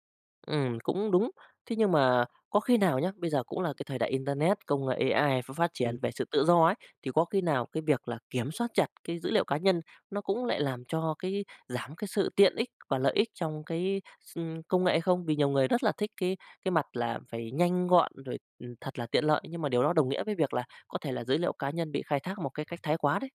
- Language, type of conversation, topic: Vietnamese, podcast, Bạn có nghĩ rằng dữ liệu cá nhân sẽ được kiểm soát tốt hơn trong tương lai không?
- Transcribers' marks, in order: none